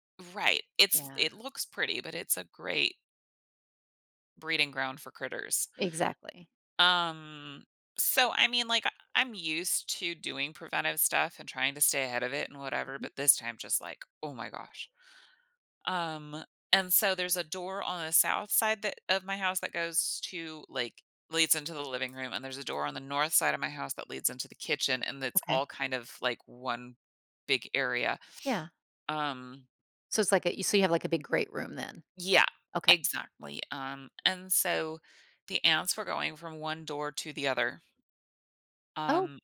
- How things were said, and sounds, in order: background speech
- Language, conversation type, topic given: English, advice, How can I meaningfully celebrate and make the most of my recent achievement?